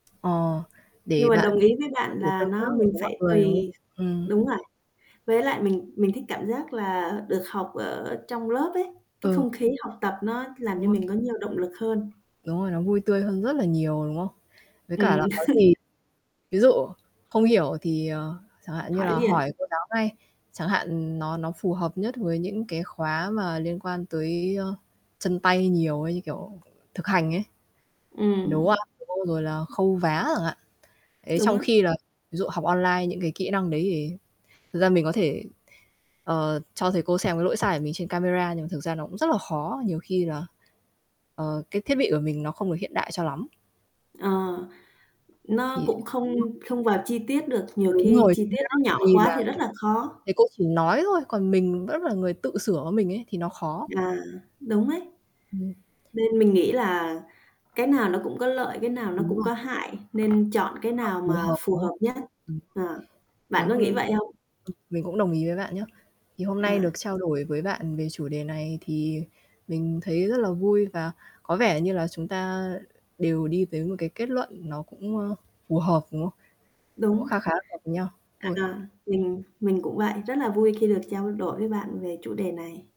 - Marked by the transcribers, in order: static; distorted speech; other background noise; tapping; laugh; unintelligible speech; unintelligible speech; unintelligible speech; unintelligible speech
- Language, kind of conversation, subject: Vietnamese, unstructured, Bạn nghĩ sao về việc học trực tuyến so với học trực tiếp?
- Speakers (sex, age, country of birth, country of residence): female, 30-34, Vietnam, Vietnam; female, 35-39, Vietnam, Sweden